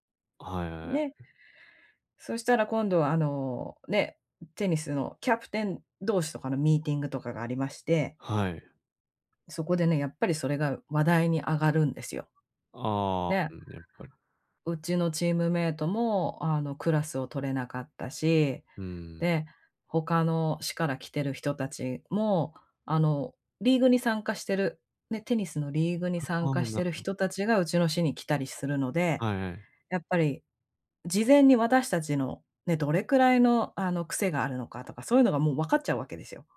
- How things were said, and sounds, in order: other noise
- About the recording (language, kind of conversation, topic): Japanese, advice, 反論すべきか、それとも手放すべきかをどう判断すればよいですか？